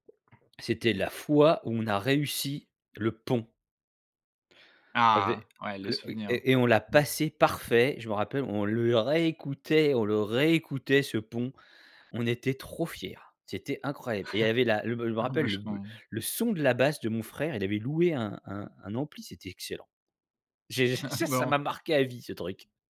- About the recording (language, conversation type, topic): French, podcast, Quelle chanson écoutais-tu en boucle à l’adolescence ?
- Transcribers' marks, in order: stressed: "pont"; chuckle; stressed: "son"; laughing while speaking: "J'ai ça ça m'a marqué à vie ce truc !"; laughing while speaking: "Ah !"